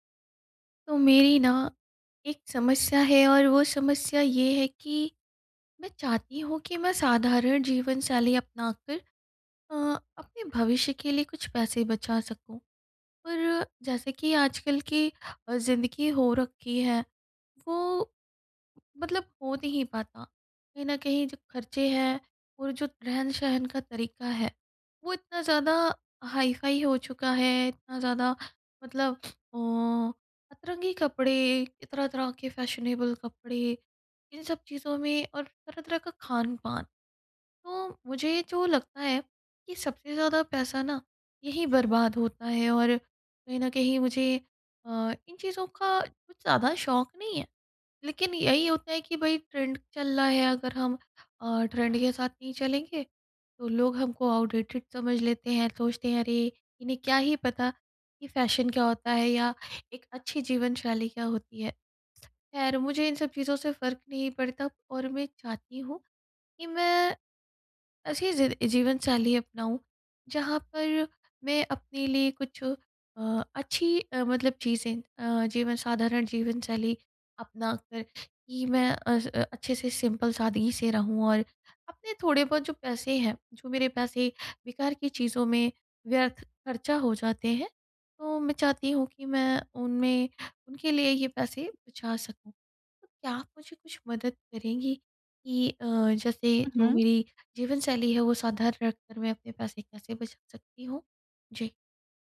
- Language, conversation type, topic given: Hindi, advice, मैं साधारण जीवनशैली अपनाकर अपने खर्च को कैसे नियंत्रित कर सकता/सकती हूँ?
- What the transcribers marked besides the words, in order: in English: "हाई-फाई"; sniff; in English: "फैशनेबल"; in English: "ट्रेंड"; in English: "ट्रेंड"; in English: "आउटडेटेड"; in English: "फैशन"; other background noise; in English: "सिंपल"